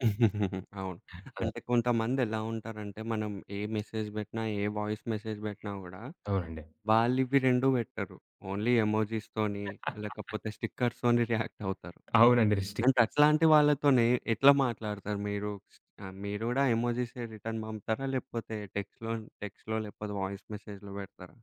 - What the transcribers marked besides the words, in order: chuckle; in English: "మెసేజ్"; in English: "వాయిస్ మెసేజ్"; tapping; in English: "ఓన్లీ ఎమోజిస్"; in English: "స్టిక్కర్స్"; laugh; in English: "రిస్ట్రిక్ట్‌టెన్స్"; in English: "ఎమోజిస్ రిటర్న్"; in English: "టెక్స్ట్‌లో, టెక్స్ట్‌లో"; in English: "వాయిస్ మెసేజ్‌లో"
- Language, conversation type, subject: Telugu, podcast, టెక్స్ట్ vs వాయిస్ — ఎప్పుడు ఏదాన్ని ఎంచుకుంటారు?